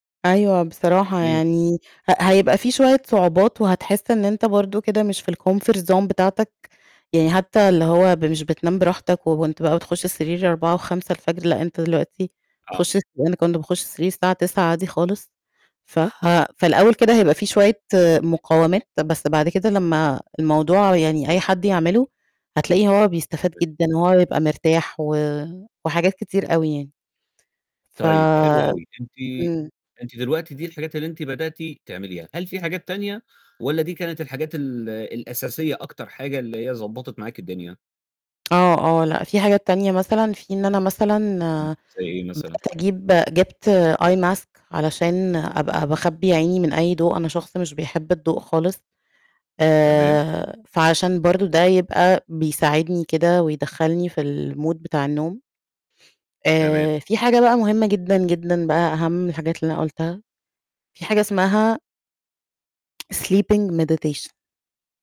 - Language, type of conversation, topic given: Arabic, podcast, إزاي بتقدر تحافظ على نوم كويس بشكل منتظم؟
- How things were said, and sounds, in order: in English: "الcomfort zone"; unintelligible speech; distorted speech; in English: "eye mask"; in English: "الmood"; in English: "sleeping meditation"